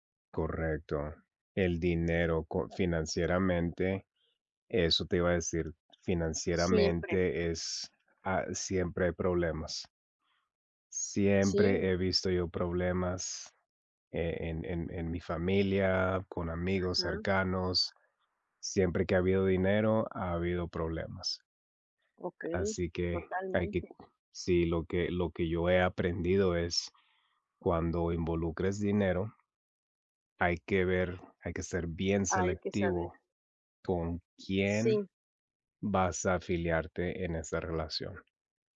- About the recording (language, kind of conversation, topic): Spanish, unstructured, ¿Has perdido una amistad por una pelea y por qué?
- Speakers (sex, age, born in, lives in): male, 40-44, United States, United States; other, 30-34, Mexico, Mexico
- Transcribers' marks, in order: none